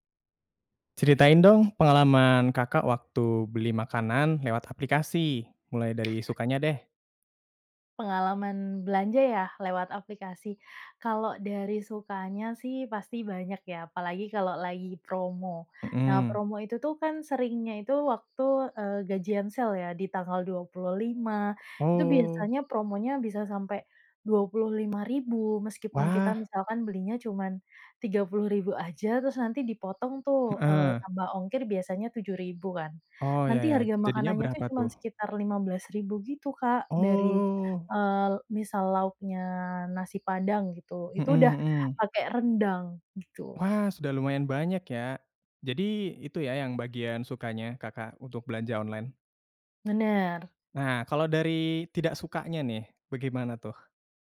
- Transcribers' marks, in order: other animal sound; in English: "sale"; other background noise
- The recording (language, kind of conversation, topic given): Indonesian, podcast, Bagaimana pengalaman kamu memesan makanan lewat aplikasi, dan apa saja hal yang kamu suka serta bikin kesal?